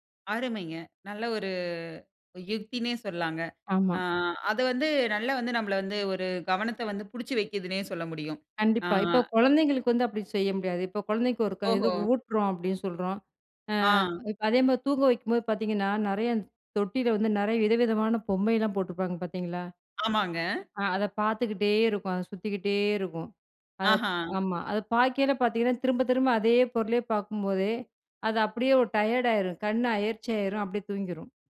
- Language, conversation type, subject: Tamil, podcast, எளிதாக மற்றவர்களின் கவனத்தை ஈர்க்க நீங்கள் என்ன செய்வீர்கள்?
- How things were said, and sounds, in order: "மாரி" said as "மாதி"